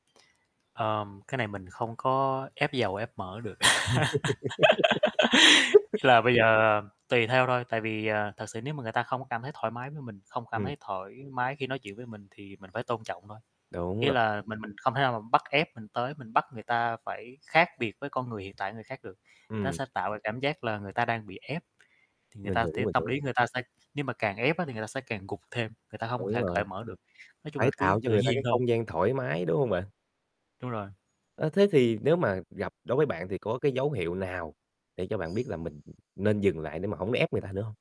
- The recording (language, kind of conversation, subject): Vietnamese, podcast, Bạn thường bắt chuyện với người lạ bằng cách nào?
- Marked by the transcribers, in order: static; other background noise; laugh; tapping; distorted speech; laughing while speaking: "tự nhiên thôi"; mechanical hum